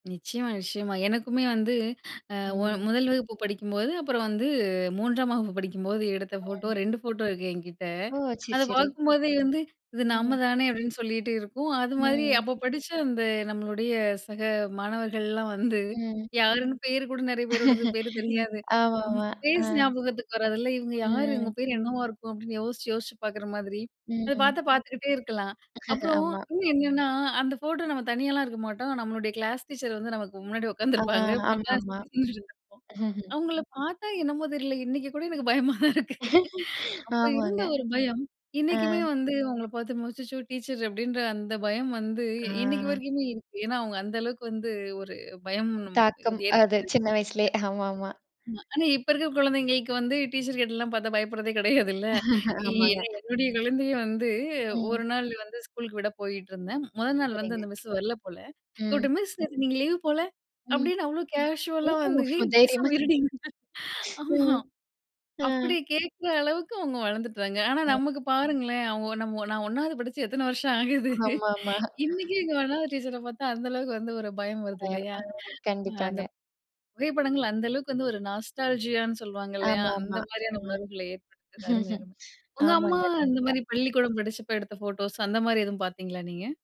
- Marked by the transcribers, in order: joyful: "அத பாக்கும்போதே வந்து, இது நம்ம … நமக்கு முன்னாடி உக்காந்துருப்பாங்க"; chuckle; laugh; laugh; chuckle; laugh; unintelligible speech; laughing while speaking: "இன்னைக்கு கூட எனக்கு பயமா தான் இருக்கு"; laugh; afraid: "அவுங்கள பாத்து அச்சச்சோ டீச்சரு அப்டின்ற … வந்து ஏற்படுத்தி வச்சிருக்காங்க"; other noise; laughing while speaking: "டீச்சர்கிட்டலாம் பாத்தா பயப்படுறதே கிடையாதுல்ல!"; laugh; drawn out: "வந்து"; in English: "கேஷுவலா"; laughing while speaking: "ஏய் பேசாம இருடி ஆமா"; unintelligible speech; laughing while speaking: "இன்னைக்கும் எங்க ஒண்ணாவது டீச்சர பாத்தா அந்த அளவுக்கு வந்து ஒரு பயம் வருது. இல்லையா!"; chuckle; in English: "நாஸ்டாலஜியான்னு"
- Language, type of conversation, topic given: Tamil, podcast, பழைய புகைப்படங்களைப் பார்க்கும்போது உங்களுக்கு என்ன மாதிரி உணர்ச்சி வருகிறது?